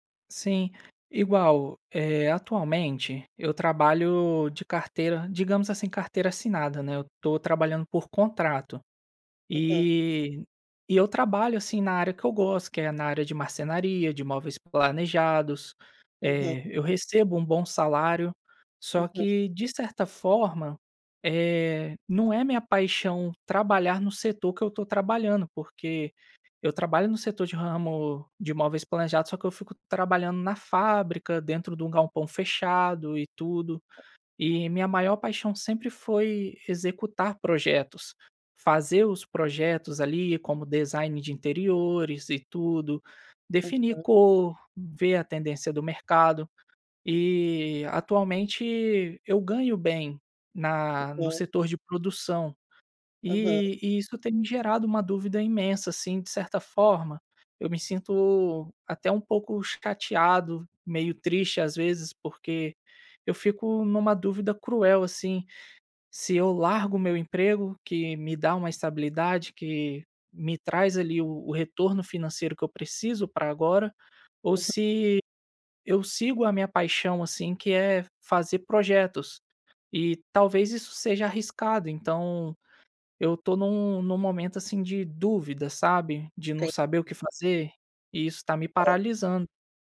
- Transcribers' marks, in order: tapping; other background noise; unintelligible speech
- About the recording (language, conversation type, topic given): Portuguese, advice, Como decidir entre seguir uma carreira segura e perseguir uma paixão mais arriscada?